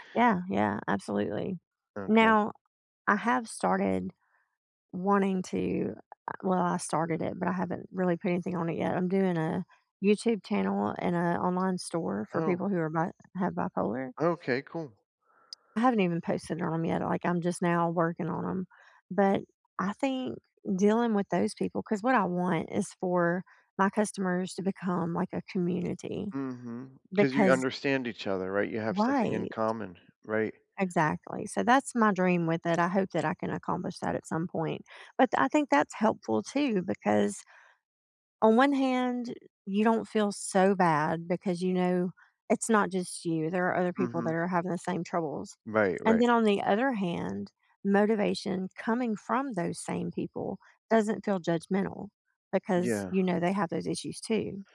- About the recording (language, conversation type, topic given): English, unstructured, How can I respond when people judge me for anxiety or depression?
- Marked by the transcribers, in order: other background noise